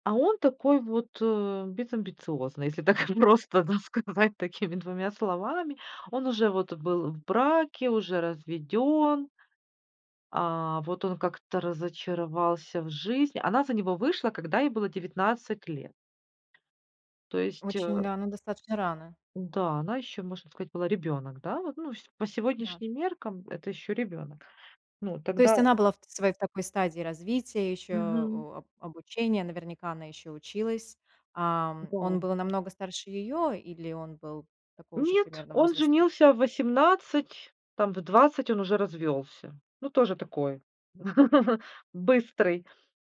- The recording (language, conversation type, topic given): Russian, podcast, Что делать, если у партнёров разные ожидания?
- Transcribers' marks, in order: tapping; laughing while speaking: "если так просто, да, сказать такими двумя"; other background noise; laugh